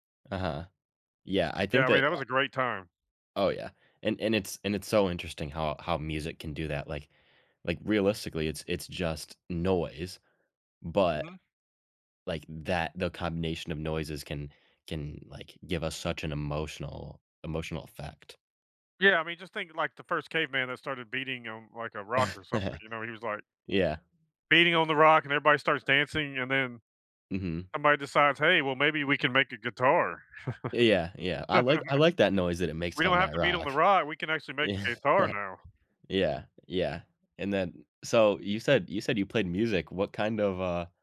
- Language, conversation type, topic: English, unstructured, How does music connect to your memories and emotions?
- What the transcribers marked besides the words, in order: chuckle; other background noise; chuckle; laughing while speaking: "Yeah"